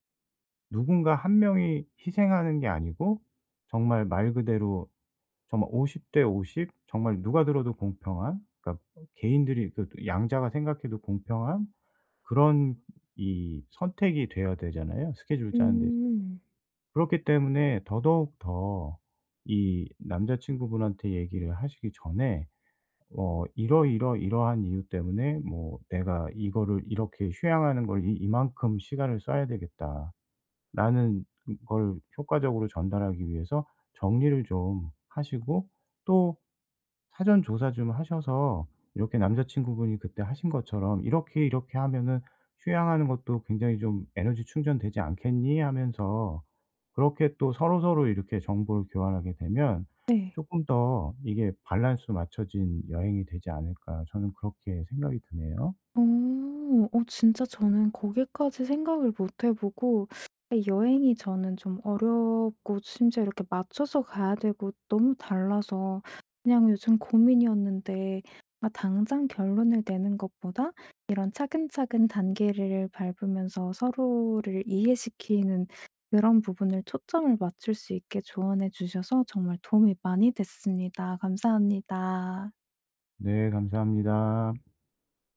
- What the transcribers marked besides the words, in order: other background noise; teeth sucking; tapping
- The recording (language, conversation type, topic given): Korean, advice, 짧은 휴가로도 충분히 만족하려면 어떻게 계획하고 우선순위를 정해야 하나요?